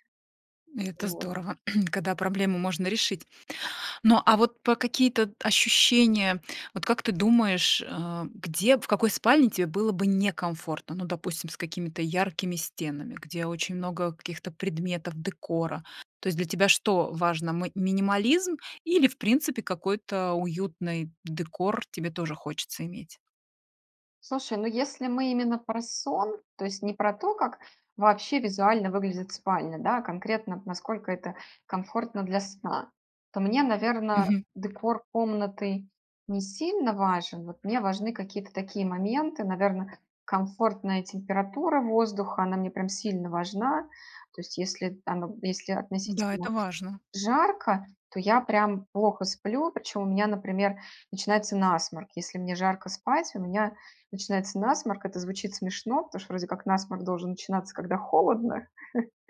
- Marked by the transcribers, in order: throat clearing; tapping; other background noise; chuckle
- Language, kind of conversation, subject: Russian, podcast, Как организовать спальное место, чтобы лучше высыпаться?